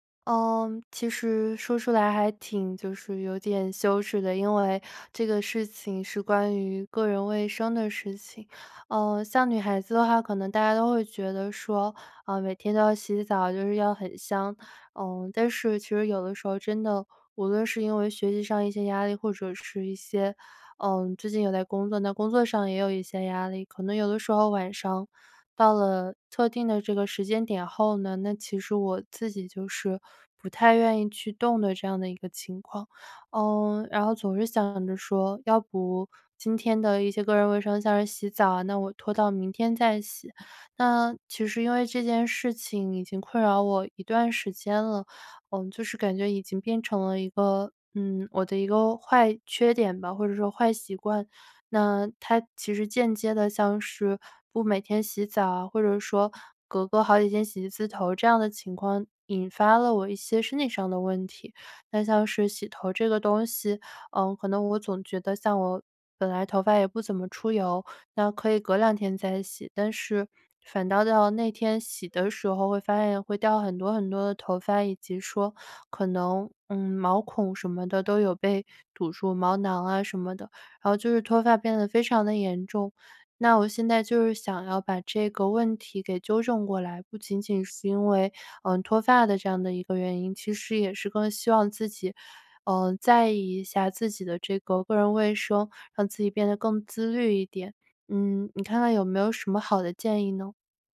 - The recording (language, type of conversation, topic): Chinese, advice, 你会因为太累而忽视个人卫生吗？
- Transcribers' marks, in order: none